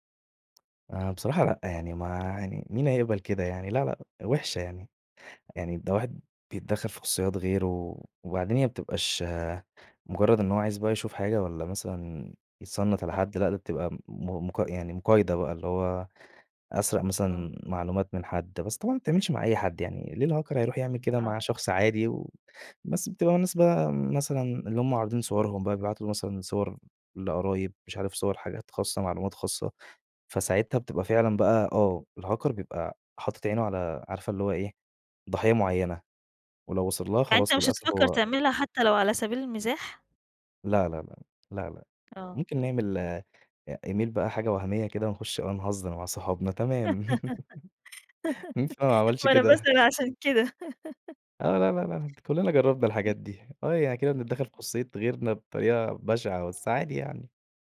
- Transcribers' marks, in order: tapping; unintelligible speech; in English: "الHacker"; in English: "الHacker"; other background noise; in English: "Email"; giggle; laughing while speaking: "ما أنا باسأل عشان كده"; laugh; laughing while speaking: "مين فينا ما عملش كده؟"; giggle
- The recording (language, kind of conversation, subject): Arabic, podcast, إزاي بتحافظ على خصوصيتك على الإنترنت؟